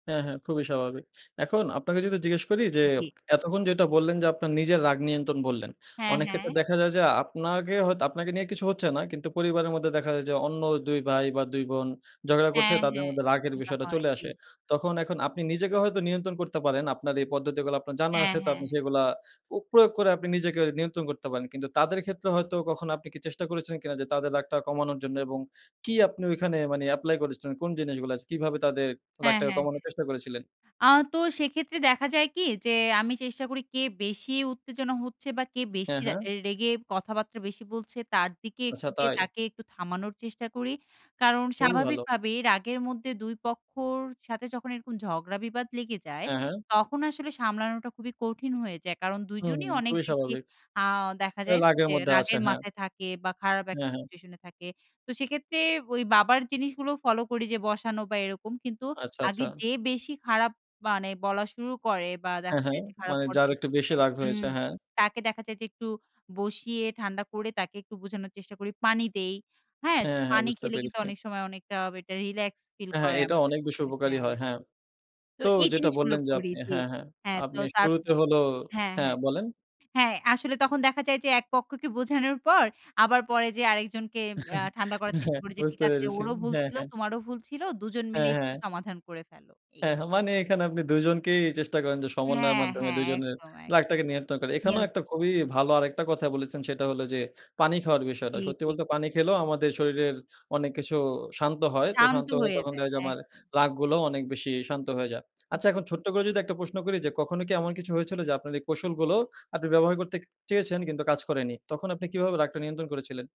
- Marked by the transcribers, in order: tapping; in English: "এপ্লাই"; other background noise; in English: "সিচুয়েশন"; in English: "ফলো"; in English: "রিল্যাক্স ফিল"; chuckle
- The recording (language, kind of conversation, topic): Bengali, podcast, আপনি রাগ নিয়ন্ত্রণ করতে কোন পদ্ধতি ব্যবহার করেন?